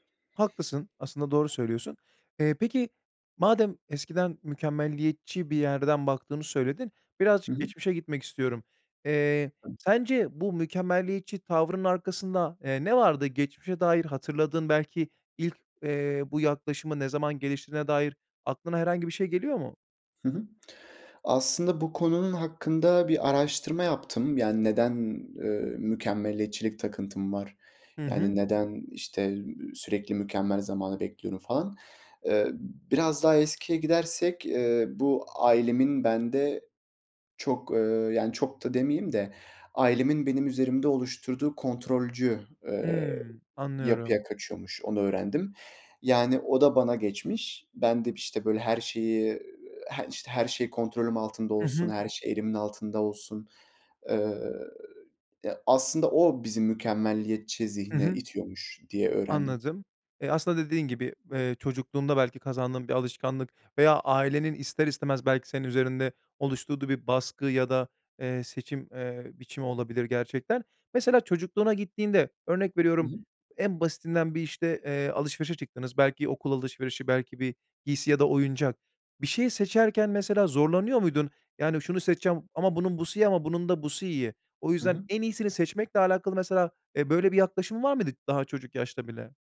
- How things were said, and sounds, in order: other background noise
- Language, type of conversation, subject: Turkish, podcast, Seçim yaparken 'mükemmel' beklentisini nasıl kırarsın?
- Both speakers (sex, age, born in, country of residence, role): male, 20-24, Turkey, Netherlands, guest; male, 30-34, Turkey, Bulgaria, host